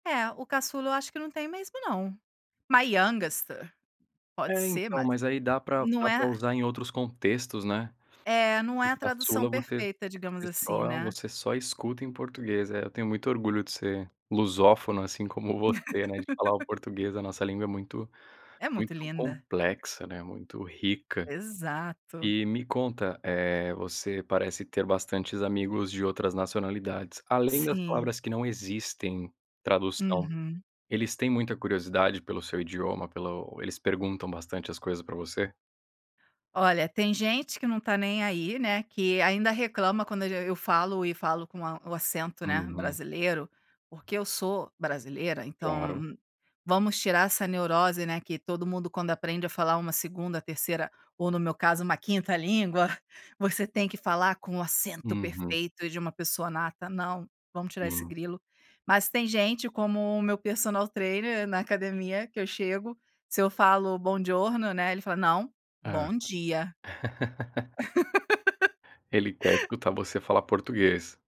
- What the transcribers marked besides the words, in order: in English: "My yangster"; sniff; laugh; chuckle; tapping; in Italian: "Buongiorno"; laugh
- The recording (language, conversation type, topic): Portuguese, podcast, Quais palavras da sua língua não têm tradução?